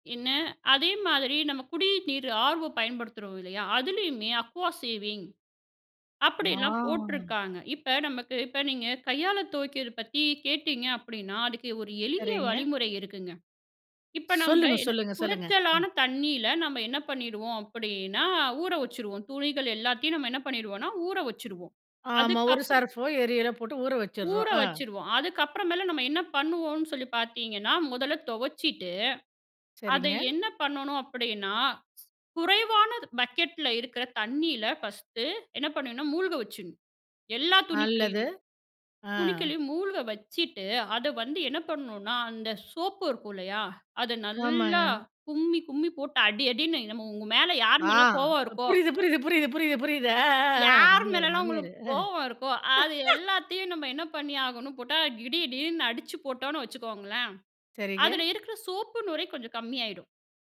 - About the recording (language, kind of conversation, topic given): Tamil, podcast, நீர் சேமிப்பிற்கு நாள்தோறும் என்ன செய்யலாம்?
- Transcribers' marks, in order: "நீரு" said as "தீரு"; in English: "அக்வா சேவிங்"; drawn out: "வாவ்"; tapping; drawn out: "யார்"; chuckle